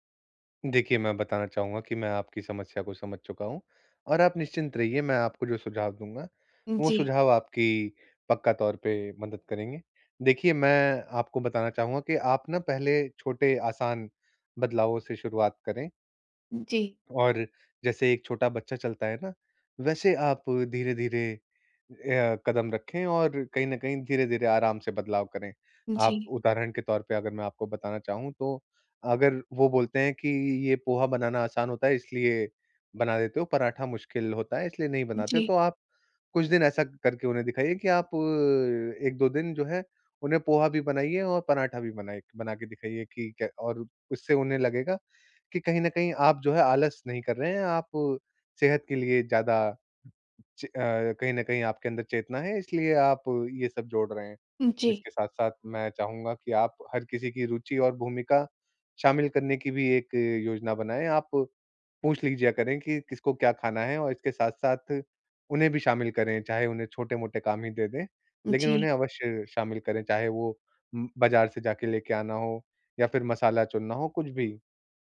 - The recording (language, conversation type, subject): Hindi, advice, बच्चों या साथी के साथ साझा स्वस्थ दिनचर्या बनाने में मुझे किन चुनौतियों का सामना करना पड़ रहा है?
- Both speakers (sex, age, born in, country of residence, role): female, 30-34, India, India, user; male, 25-29, India, India, advisor
- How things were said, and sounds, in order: none